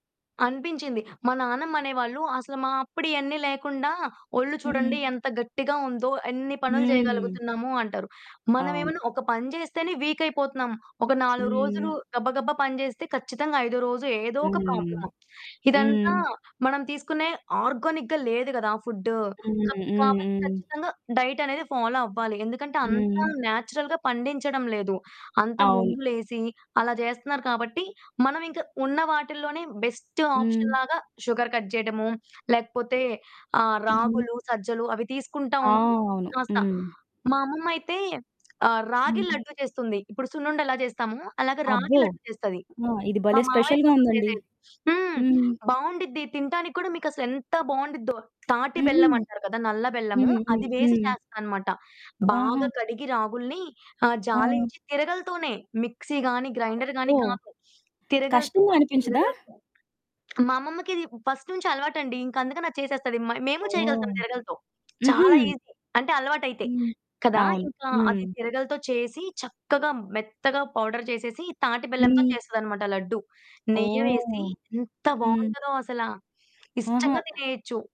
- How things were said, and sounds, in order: in English: "ప్రాబ్లమ్"; other background noise; in English: "ఆర్గానిక్‌గా"; in English: "డైట్"; in English: "ఫాలో"; in English: "నేచురల్‌గా"; in English: "బెస్ట్ ఆప్షన్‌లాగా షుగర్ కట్"; distorted speech; in English: "స్పెషల్‌గా"; in English: "మిక్సీ"; in English: "ఫస్ట్"; in English: "ఈజీ"; in English: "పౌడర్"
- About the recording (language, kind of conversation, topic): Telugu, podcast, పండుగకు వెళ్లినప్పుడు మీకు ఏ రుచులు, ఏ వంటకాలు ఎక్కువగా ఇష్టమవుతాయి?